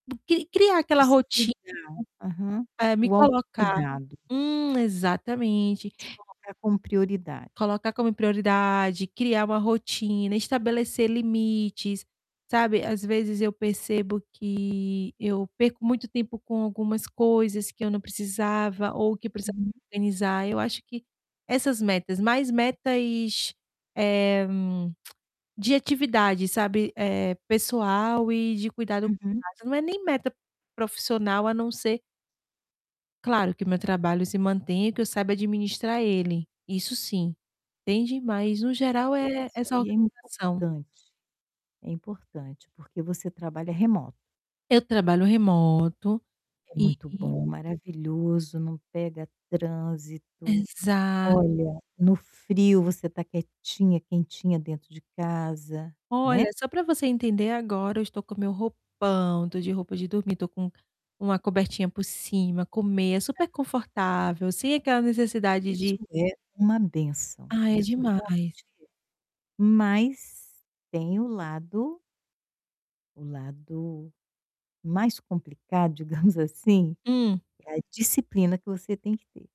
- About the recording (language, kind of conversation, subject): Portuguese, advice, Como posso dividir uma grande meta em marcos acionáveis?
- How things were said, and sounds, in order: static; distorted speech; tongue click; unintelligible speech; laughing while speaking: "digamos"